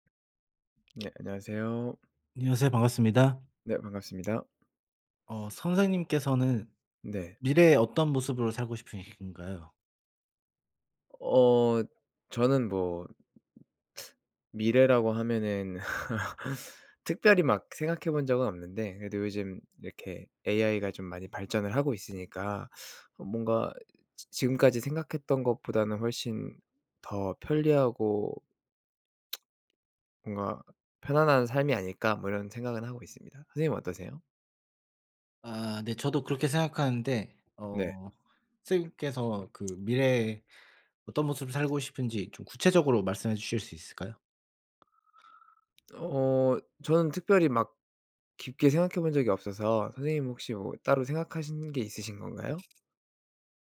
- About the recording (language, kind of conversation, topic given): Korean, unstructured, 미래에 어떤 모습으로 살고 싶나요?
- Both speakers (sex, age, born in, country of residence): male, 30-34, South Korea, Germany; male, 30-34, South Korea, South Korea
- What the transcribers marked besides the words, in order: tapping; teeth sucking; laugh; other background noise